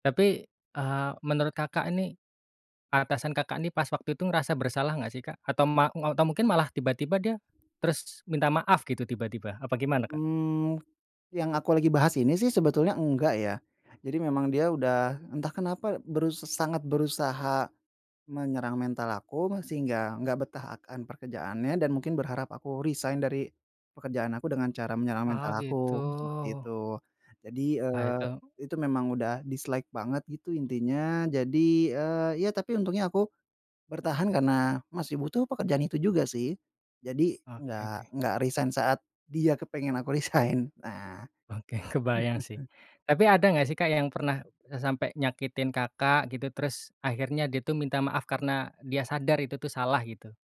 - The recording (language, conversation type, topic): Indonesian, podcast, Bentuk permintaan maaf seperti apa yang menurutmu terasa tulus?
- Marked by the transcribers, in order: "pekerjaannya" said as "perkejaannya"; in English: "dislike"; laughing while speaking: "Oke"; laughing while speaking: "resign"; chuckle